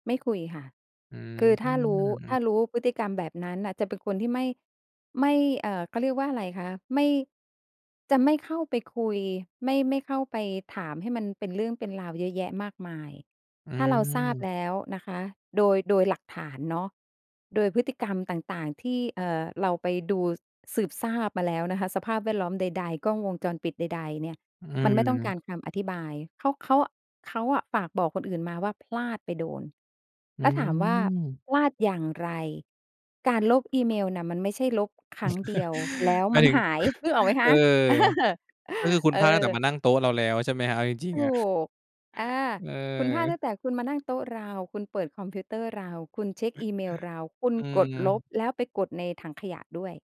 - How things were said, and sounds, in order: chuckle; laughing while speaking: "เออ"; chuckle; chuckle
- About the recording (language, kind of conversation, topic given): Thai, podcast, อะไรคือสัญญาณว่าควรเลิกคบกับคนคนนี้?